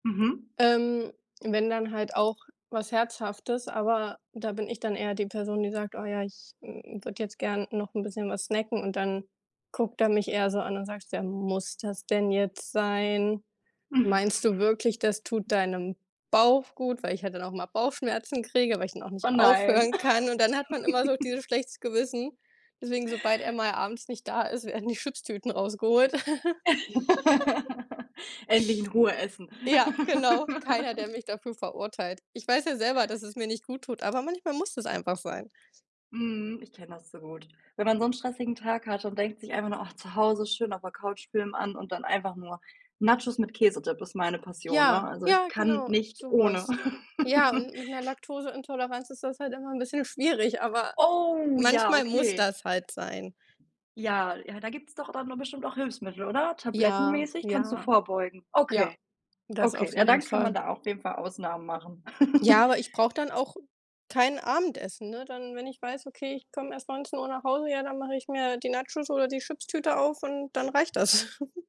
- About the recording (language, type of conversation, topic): German, unstructured, Welche Speisen lösen bei dir Glücksgefühle aus?
- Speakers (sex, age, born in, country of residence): female, 25-29, Germany, Germany; female, 25-29, Germany, Germany
- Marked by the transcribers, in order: other background noise; sigh; chuckle; laughing while speaking: "werden die"; laugh; laugh; laugh; drawn out: "Oh"; tapping; chuckle; giggle